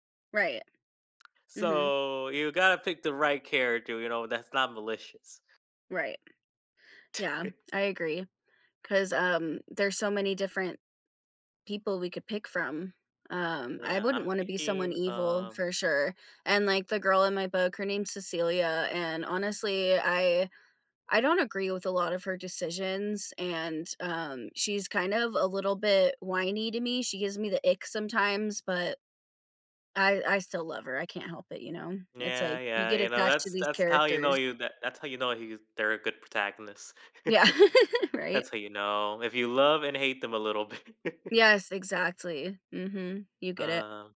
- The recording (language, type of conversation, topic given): English, unstructured, How do you think stepping into a fictional character's world would change your outlook on life?
- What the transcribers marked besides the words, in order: drawn out: "So"; chuckle; other background noise; laugh; chuckle; chuckle